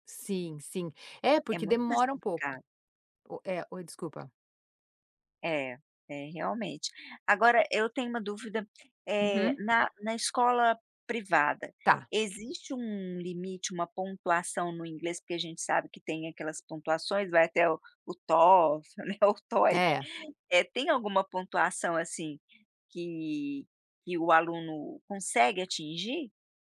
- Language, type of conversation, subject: Portuguese, podcast, O que te dá orgulho na sua profissão?
- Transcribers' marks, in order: tapping; other background noise; laughing while speaking: "né, o TOEIC"